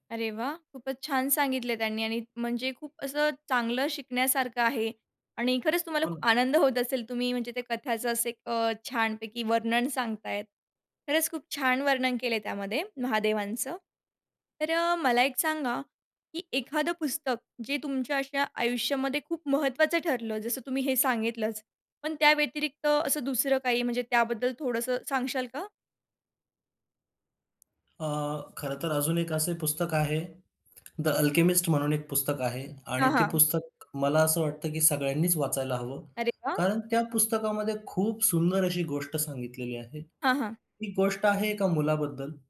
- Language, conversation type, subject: Marathi, podcast, पुस्तकं वाचताना तुला काय आनंद येतो?
- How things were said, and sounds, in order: tapping; other background noise; in English: "The Alchemist"